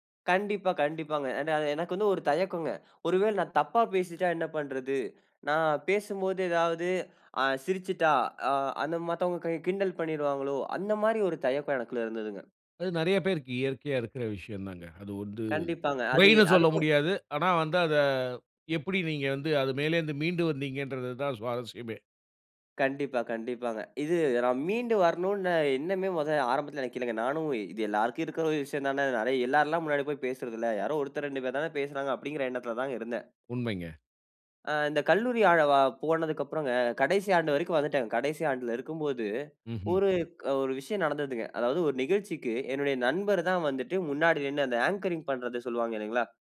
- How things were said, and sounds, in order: inhale; tapping; inhale; other background noise; "அவ்வளவா" said as "ஆலவா"; in English: "அங்கரிங்"
- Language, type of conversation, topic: Tamil, podcast, பெரிய சவாலை எப்படி சமாளித்தீர்கள்?